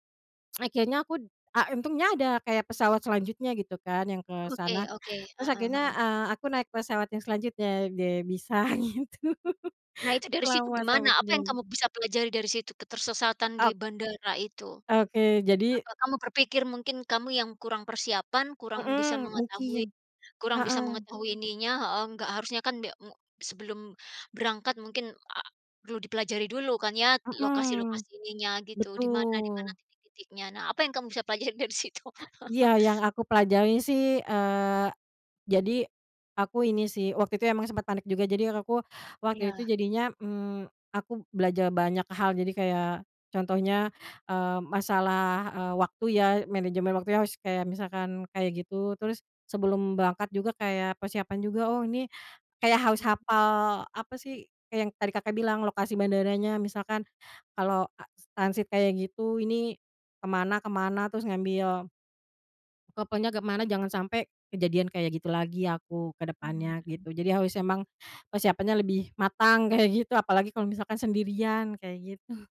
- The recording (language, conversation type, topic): Indonesian, podcast, Pernah tersesat saat jalan-jalan, pelajaran apa yang kamu dapat?
- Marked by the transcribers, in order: other background noise; laughing while speaking: "gitu"; laughing while speaking: "dari situ?"; laugh